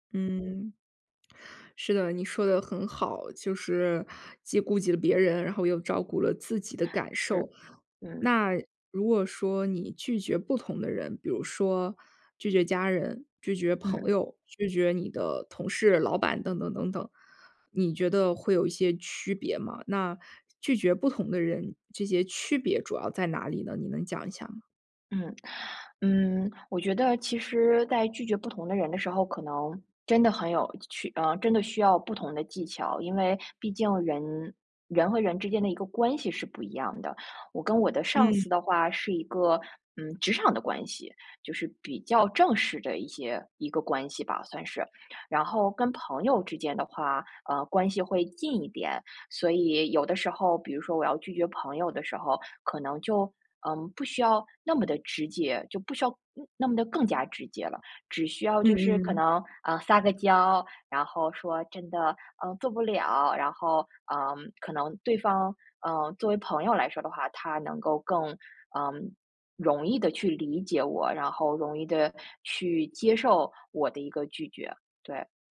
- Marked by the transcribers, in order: none
- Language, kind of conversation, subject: Chinese, podcast, 你是怎么学会说“不”的？
- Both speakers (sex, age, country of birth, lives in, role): female, 25-29, China, France, host; female, 35-39, China, United States, guest